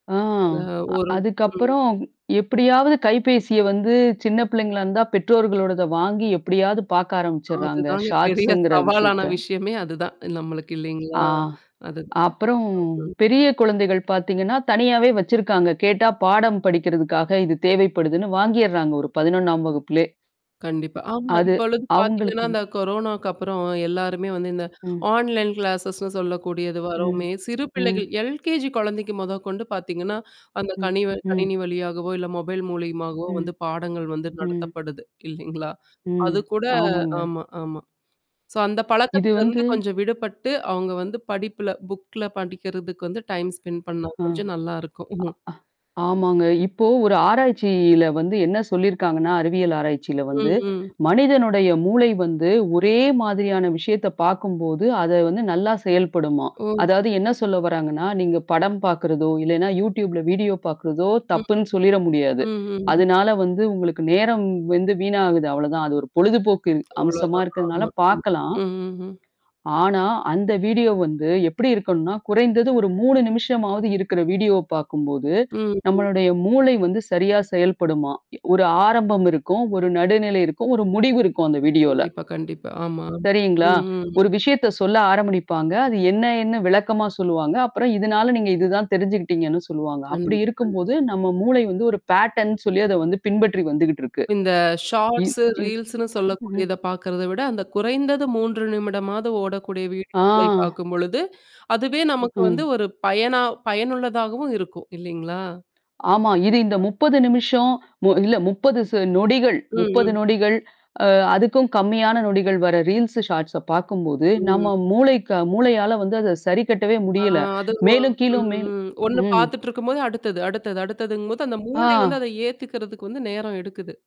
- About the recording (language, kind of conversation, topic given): Tamil, podcast, தினசரி பழக்கங்கள் வெற்றியை அடைய உங்களுக்கு வழிகாட்டுமா?
- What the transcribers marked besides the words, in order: static; distorted speech; in English: "ஷார்ட்ஸ்ங்கிற"; mechanical hum; other background noise; other noise; tapping; in English: "ஆன்லைன் கிளாஸஸ்ன்னு"; in English: "எல்கேஜி"; in English: "மொபைல்"; in English: "சோ"; in English: "புக்ல"; in English: "டைம் ஸ்பெண்ட்"; chuckle; in English: "YouTube வீடியோ"; in English: "வீடியோ"; in English: "வீடியோவ"; in English: "வீடியோல"; "ஆரம்பிப்பாங்க" said as "ஆரம்பிடிப்பாங்க"; in English: "பேட்டர்ன்னு"; in English: "ஷார்ட்ஸ், ரீல்ஸ்ன்னு"; drawn out: "ஆ"; in English: "ரீல்ஸ் ஷார்ட்ஸ்"